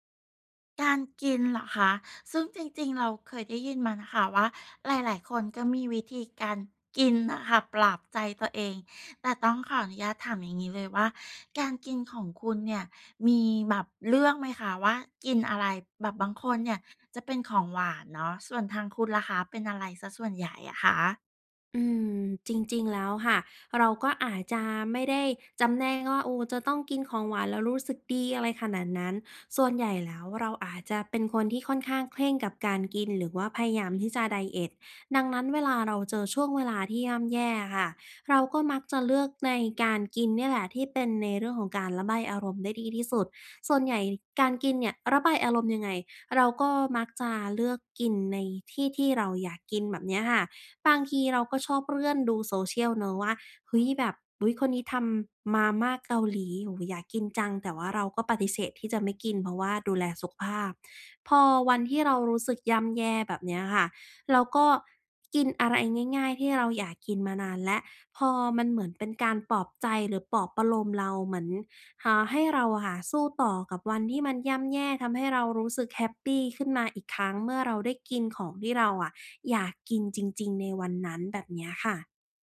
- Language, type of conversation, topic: Thai, podcast, ในช่วงเวลาที่ย่ำแย่ คุณมีวิธีปลอบใจตัวเองอย่างไร?
- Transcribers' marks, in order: "เลื่อน" said as "เรื่อน"